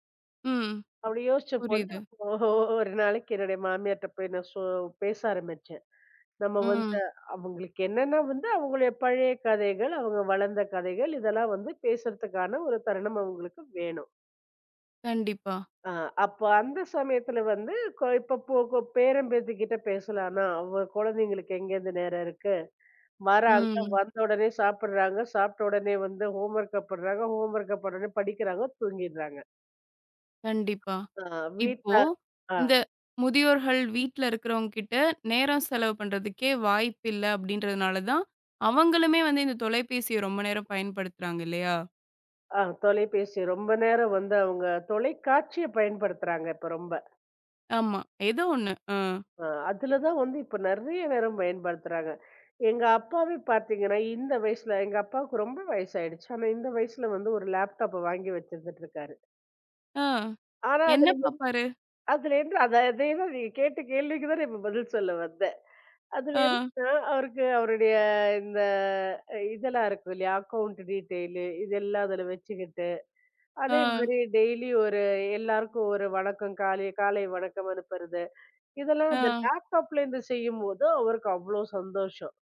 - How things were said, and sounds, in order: chuckle; other noise; tapping; unintelligible speech; other background noise; in English: "அக்கவுன்ட் டீடெயில்"
- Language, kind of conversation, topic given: Tamil, podcast, ஸ்கிரீன் நேரத்தை சமநிலையாக வைத்துக்கொள்ள முடியும் என்று நீங்கள் நினைக்கிறீர்களா?